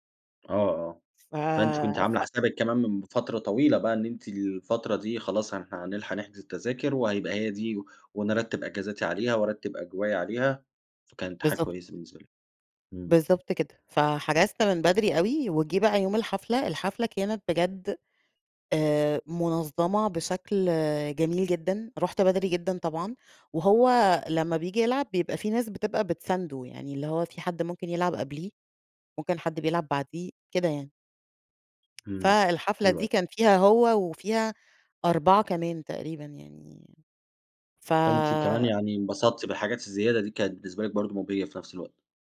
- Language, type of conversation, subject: Arabic, podcast, إيه أكتر حاجة بتخلي الحفلة مميزة بالنسبالك؟
- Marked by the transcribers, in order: other background noise; tapping